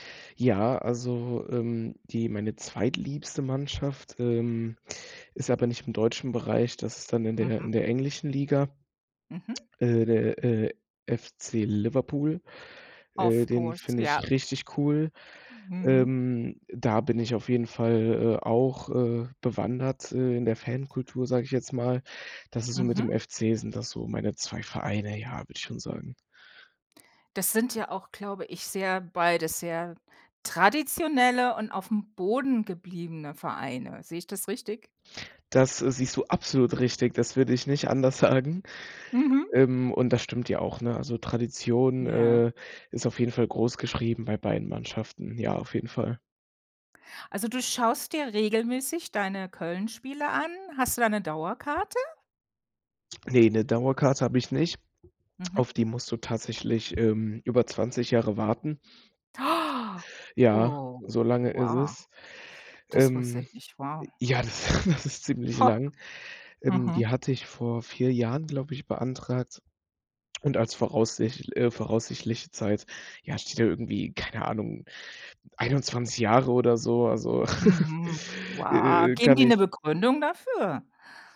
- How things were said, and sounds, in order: lip smack; in English: "Of course"; laughing while speaking: "sagen"; joyful: "Mhm"; other background noise; gasp; laughing while speaking: "das das ist ziemlich lang"; laugh
- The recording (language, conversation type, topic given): German, podcast, Erzähl mal, wie du zu deinem liebsten Hobby gekommen bist?